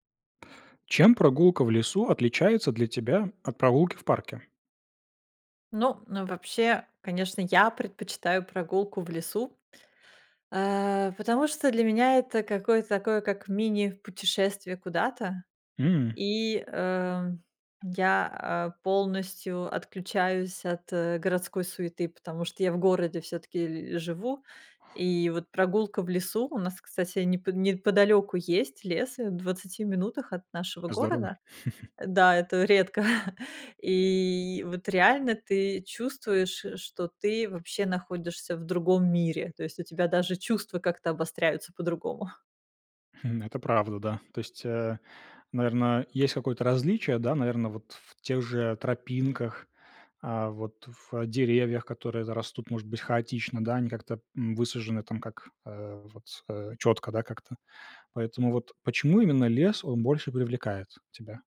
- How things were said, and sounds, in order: tapping; chuckle; chuckle; other background noise
- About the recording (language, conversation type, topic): Russian, podcast, Чем для вас прогулка в лесу отличается от прогулки в парке?